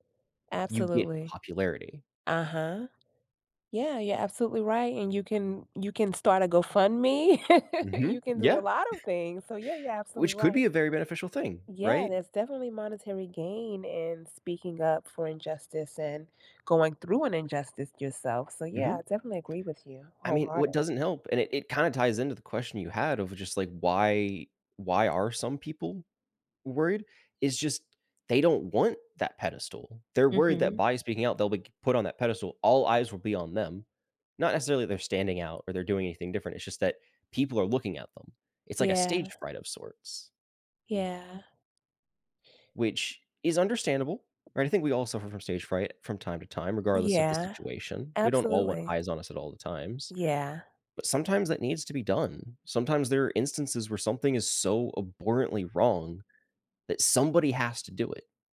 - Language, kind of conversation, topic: English, unstructured, Why do some people stay silent when they see injustice?
- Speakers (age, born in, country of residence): 20-24, United States, United States; 45-49, United States, United States
- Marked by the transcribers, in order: tapping; laugh; chuckle; other background noise